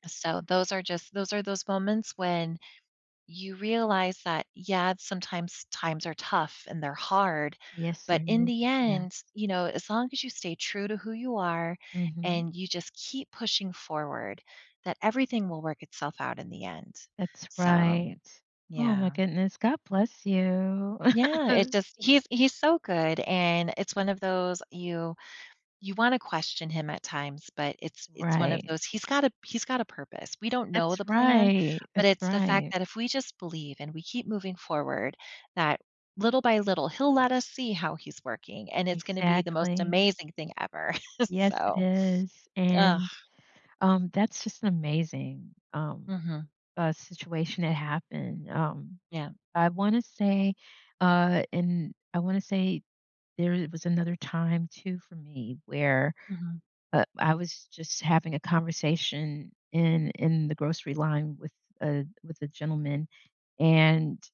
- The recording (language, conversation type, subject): English, unstructured, How can a stranger's small kindness stay with me during hard times?
- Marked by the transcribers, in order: chuckle; chuckle